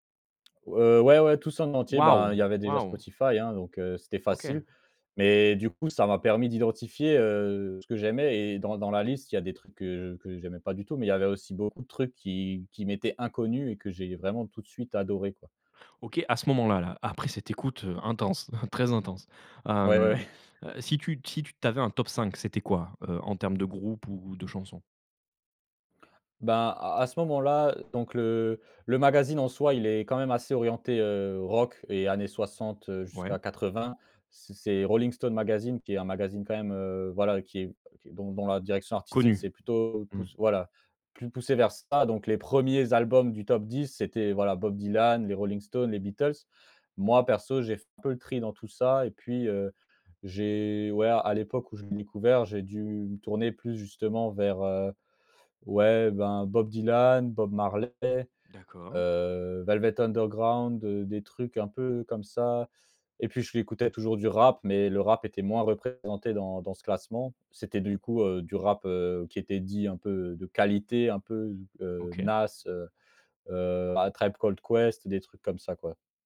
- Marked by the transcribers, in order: surprised: "Waouh, waouh"; chuckle; other background noise
- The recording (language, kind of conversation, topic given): French, podcast, Comment la musique a-t-elle marqué ton identité ?